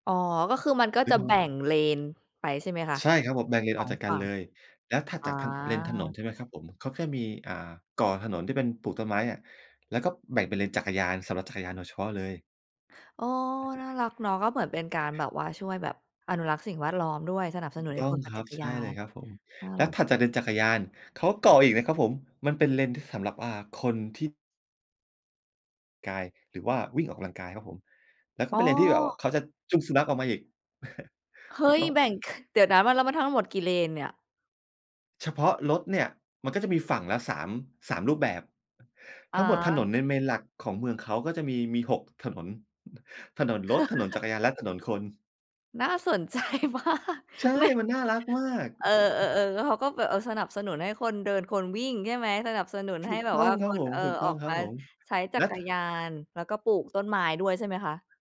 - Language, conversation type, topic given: Thai, podcast, ประสบการณ์การเดินทางครั้งไหนที่เปลี่ยนมุมมองชีวิตของคุณมากที่สุด?
- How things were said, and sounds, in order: chuckle; in English: "Main"; chuckle; laughing while speaking: "ใจมาก ไม่"; chuckle